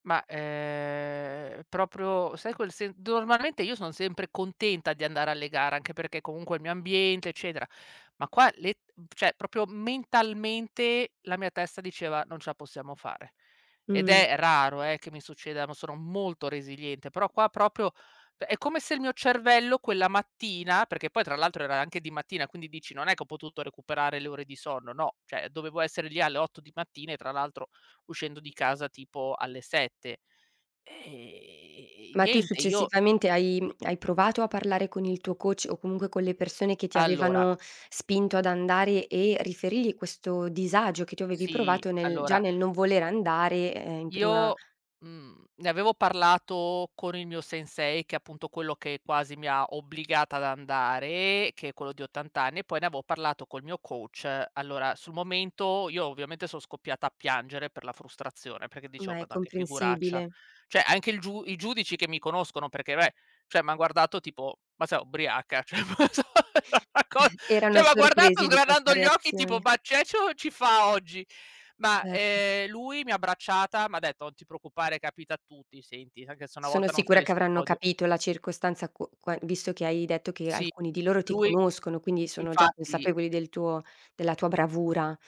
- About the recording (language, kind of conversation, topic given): Italian, advice, Come posso gestire l’ansia dopo un importante fallimento professionale?
- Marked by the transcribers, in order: drawn out: "ehm"; "proprio" said as "propio"; "cioè" said as "ceh"; drawn out: "E"; in English: "coach"; other background noise; stressed: "andare"; "avevo" said as "aveo"; in English: "coach"; "vabbè" said as "vaè"; unintelligible speech; laughing while speaking: "era una co"; snort